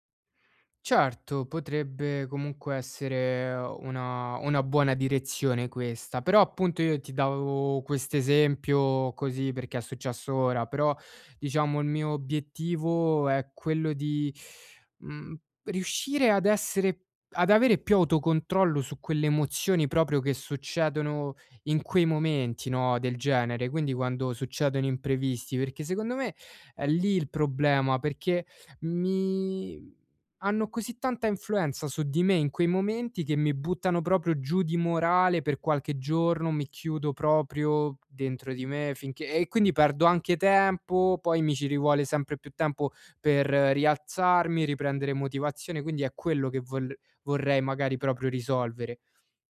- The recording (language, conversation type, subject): Italian, advice, Come posso adattarmi quando un cambiamento improvviso mi fa sentire fuori controllo?
- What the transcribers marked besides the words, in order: none